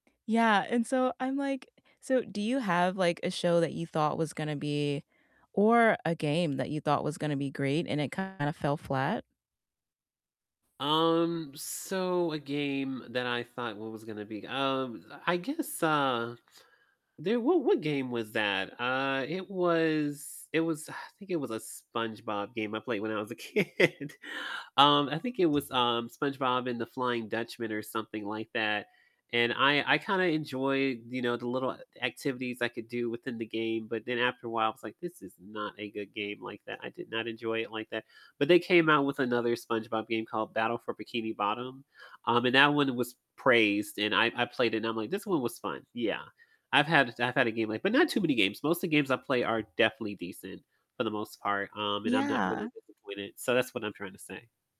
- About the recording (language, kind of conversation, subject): English, unstructured, What underrated streaming gems would you recommend to everyone?
- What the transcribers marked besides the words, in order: tapping; distorted speech; exhale; laughing while speaking: "kid"; other background noise